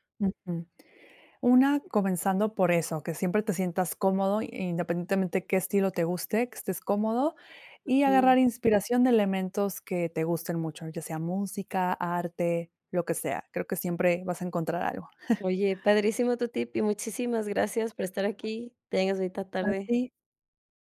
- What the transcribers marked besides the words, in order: chuckle
- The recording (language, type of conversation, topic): Spanish, podcast, ¿Qué te hace sentir auténtico al vestirte?